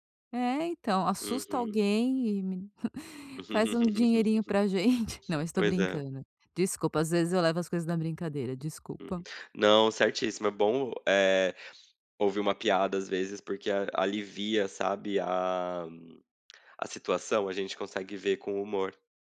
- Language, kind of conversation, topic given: Portuguese, advice, Como posso redescobrir meus valores e prioridades depois do fim de um relacionamento importante?
- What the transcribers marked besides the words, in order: chuckle; tapping; laugh; laughing while speaking: "gente"